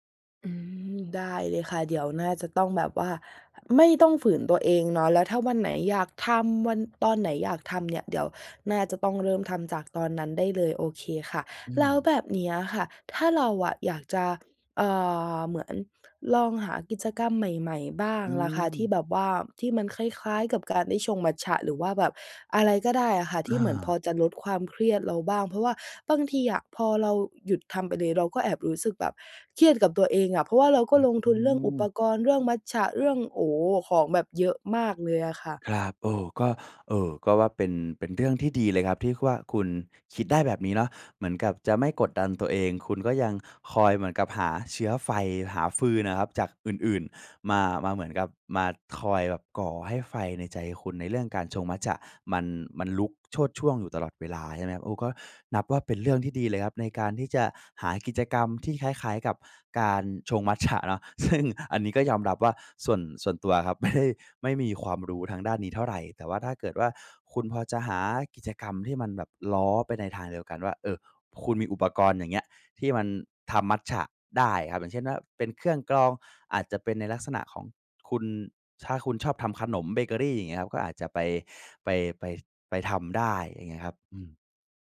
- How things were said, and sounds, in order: other background noise; laughing while speaking: "ซึ่ง"; laughing while speaking: "ไม่ได้"
- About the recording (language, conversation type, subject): Thai, advice, ฉันเริ่มหมดแรงจูงใจที่จะทำสิ่งที่เคยชอบ ควรเริ่มทำอะไรได้บ้าง?
- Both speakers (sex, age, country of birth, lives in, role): female, 20-24, Thailand, Thailand, user; male, 20-24, Thailand, Thailand, advisor